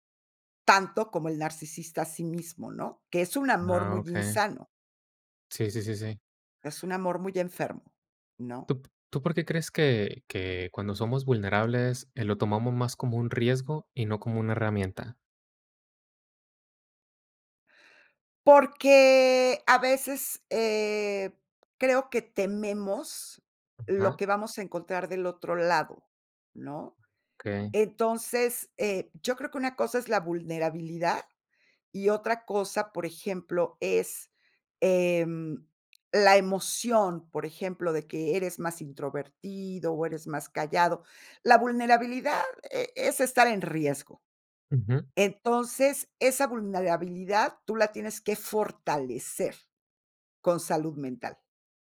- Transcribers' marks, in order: drawn out: "Porque"
- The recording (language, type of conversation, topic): Spanish, podcast, ¿Qué papel juega la vulnerabilidad al comunicarnos con claridad?